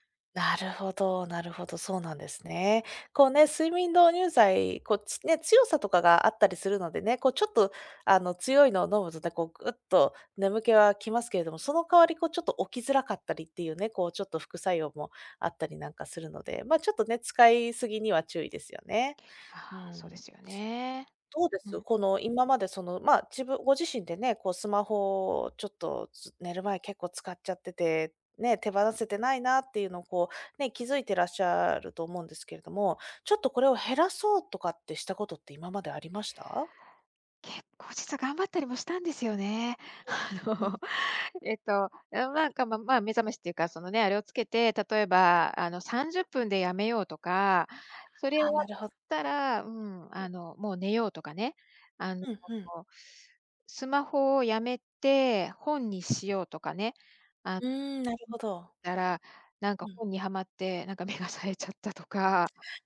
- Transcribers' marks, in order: unintelligible speech; other noise; laughing while speaking: "あの"; other background noise; unintelligible speech; tapping; unintelligible speech
- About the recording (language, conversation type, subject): Japanese, advice, 就寝前にスマホが手放せなくて眠れないのですが、どうすればやめられますか？